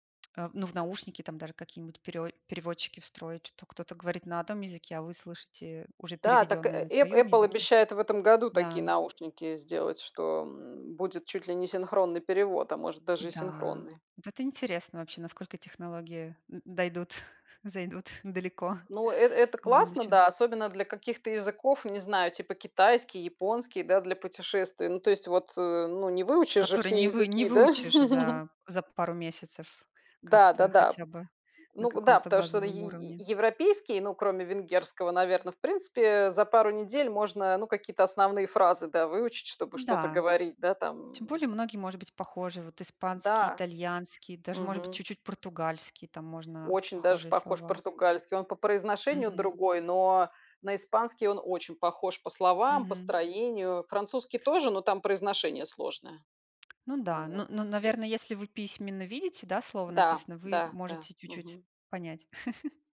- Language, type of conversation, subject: Russian, unstructured, Как интернет влияет на образование сегодня?
- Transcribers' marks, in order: other background noise; tapping; chuckle; chuckle; chuckle